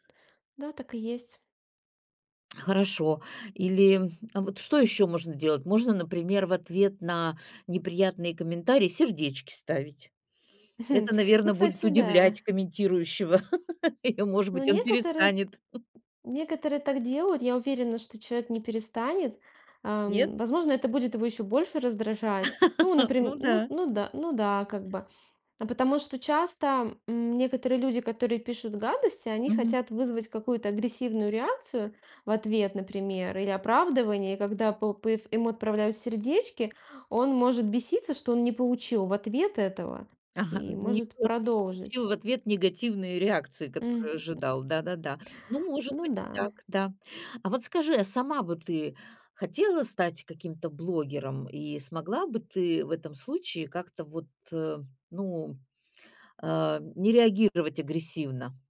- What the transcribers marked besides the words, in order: laugh; other background noise; tapping; chuckle; laugh
- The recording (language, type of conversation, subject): Russian, podcast, Как лучше реагировать на плохие комментарии и троллей?
- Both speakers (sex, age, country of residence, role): female, 35-39, Estonia, guest; female, 60-64, Italy, host